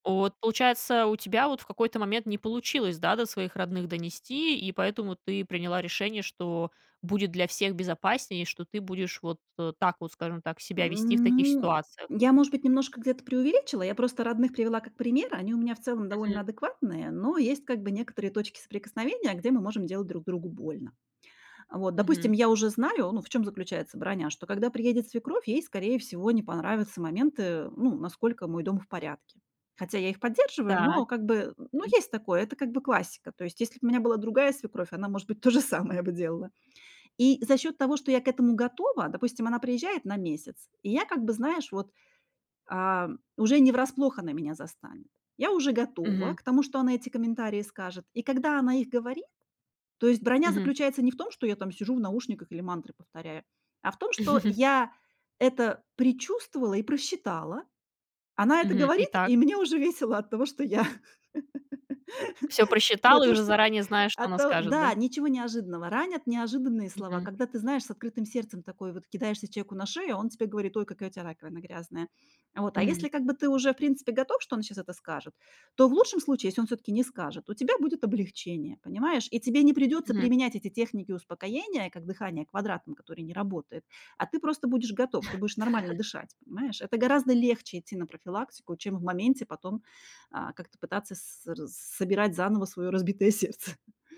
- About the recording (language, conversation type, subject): Russian, podcast, Какую простую технику можно использовать, чтобы успокоиться за пару минут?
- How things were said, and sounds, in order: tapping; chuckle; laugh; other background noise; laugh